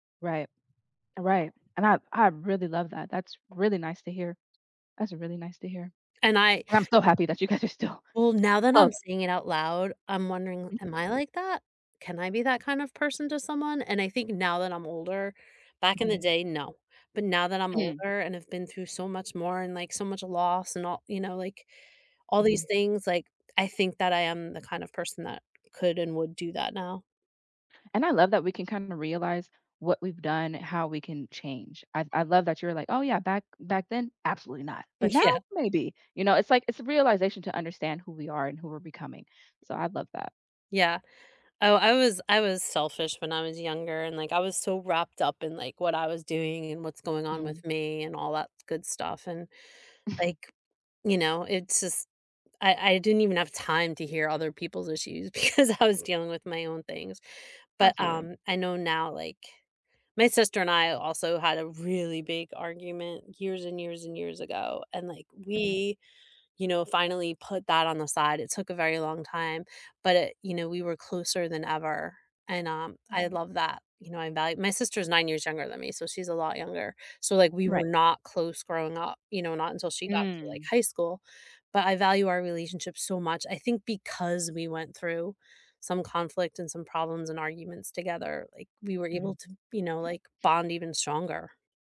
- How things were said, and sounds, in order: other background noise; laughing while speaking: "you guys are still"; laughing while speaking: "Mhm"; laughing while speaking: "because"; stressed: "really"; stressed: "because"
- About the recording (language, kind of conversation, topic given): English, unstructured, How do you rebuild a friendship after a big argument?
- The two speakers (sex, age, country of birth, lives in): female, 30-34, United States, United States; female, 50-54, United States, United States